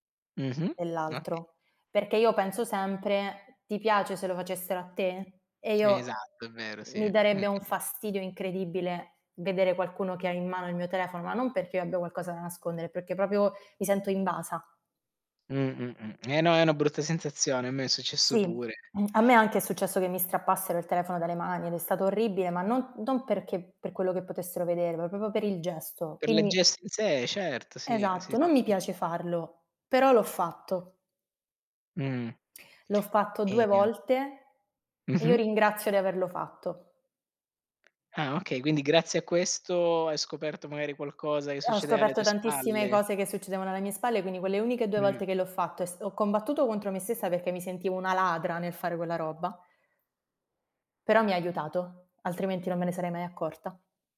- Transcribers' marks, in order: other background noise; "proprio" said as "popio"; tapping
- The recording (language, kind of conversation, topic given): Italian, unstructured, È giusto controllare il telefono del partner per costruire fiducia?